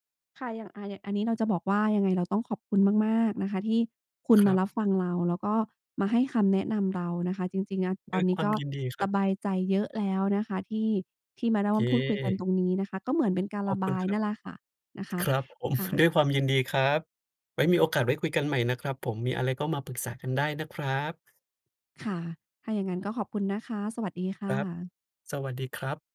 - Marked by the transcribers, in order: laughing while speaking: "ผม"; other background noise
- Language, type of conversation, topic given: Thai, advice, คุณกำลังลังเลที่จะเปลี่ยนตัวตนของตัวเองเพื่อเข้ากับกลุ่มเพื่อนหรือไม่?
- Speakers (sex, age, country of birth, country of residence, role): female, 35-39, Thailand, Thailand, user; male, 30-34, Indonesia, Indonesia, advisor